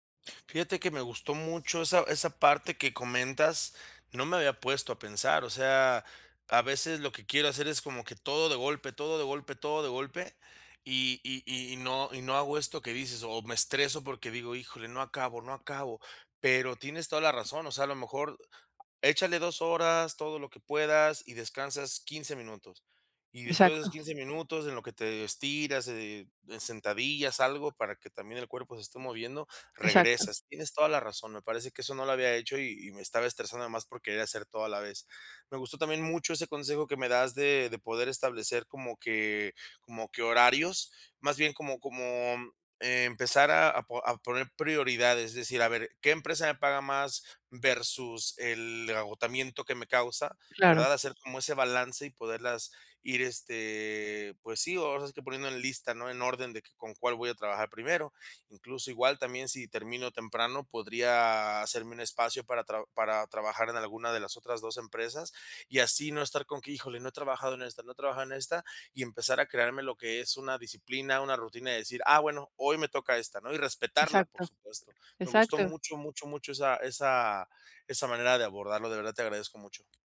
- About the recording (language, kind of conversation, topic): Spanish, advice, ¿Cómo puedo establecer una rutina y hábitos que me hagan más productivo?
- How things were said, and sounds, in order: other background noise; tapping